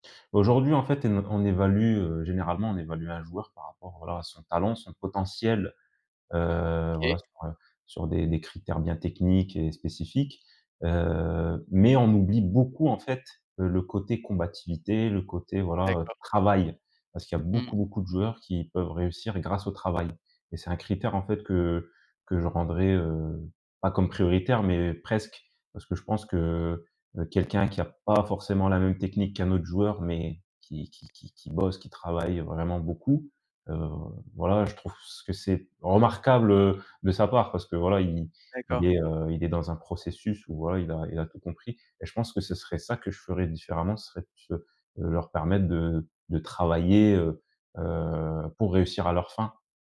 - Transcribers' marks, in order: drawn out: "heu"; drawn out: "Heu"; stressed: "travail"; other noise; tapping; drawn out: "heu"
- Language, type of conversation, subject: French, podcast, Peux-tu me parler d’un projet qui te passionne en ce moment ?